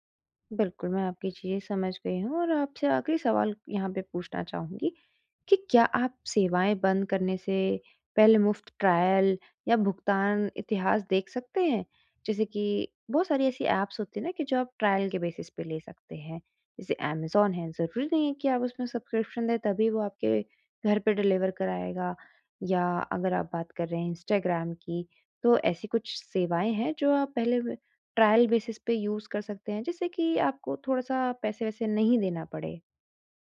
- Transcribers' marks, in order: in English: "ट्रायल"; in English: "ऐप्स"; in English: "ट्रायल बेसिस"; in English: "सब्सक्रिप्शन"; in English: "डिलीवर"; in English: "ट्रायल बेसिस"; in English: "यूज़"
- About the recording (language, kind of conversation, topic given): Hindi, advice, आप अपने डिजिटल उपयोग को कम करके सब्सक्रिप्शन और सूचनाओं से कैसे छुटकारा पा सकते हैं?